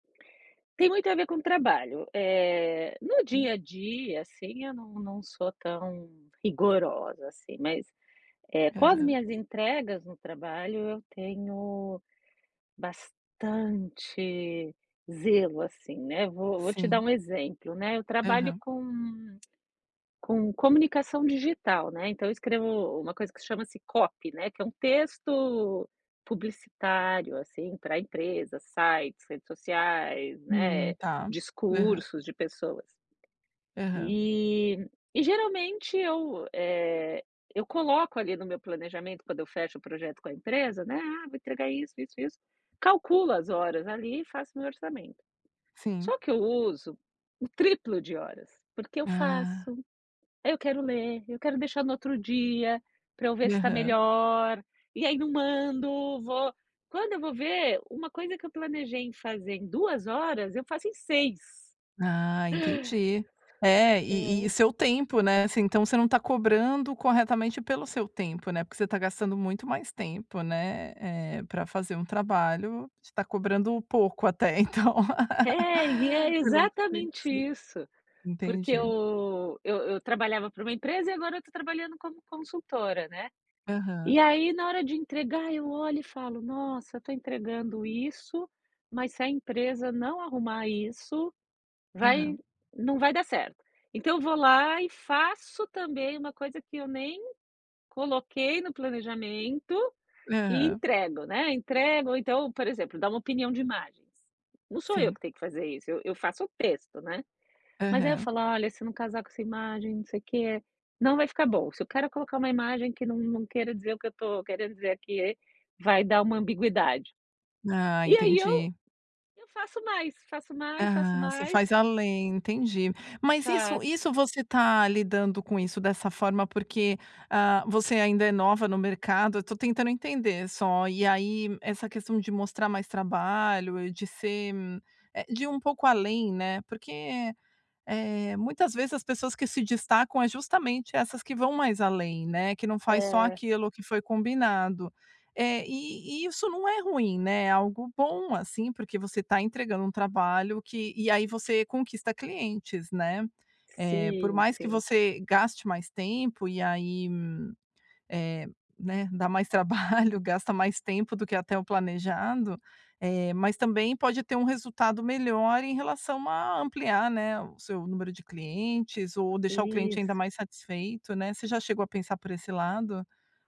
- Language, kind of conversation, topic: Portuguese, advice, Como posso terminar meus projetos sem deixar o perfeccionismo bloquear meu progresso?
- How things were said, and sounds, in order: stressed: "bastante"; tongue click; in English: "copy"; tapping; laugh; unintelligible speech